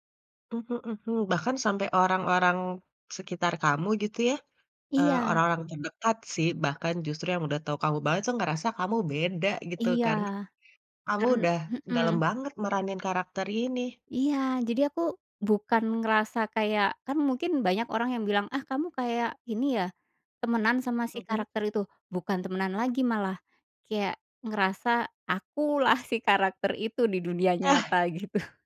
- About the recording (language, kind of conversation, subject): Indonesian, podcast, Kenapa karakter fiksi bisa terasa seperti teman dekat bagi kita?
- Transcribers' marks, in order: tapping; chuckle; laughing while speaking: "gitu"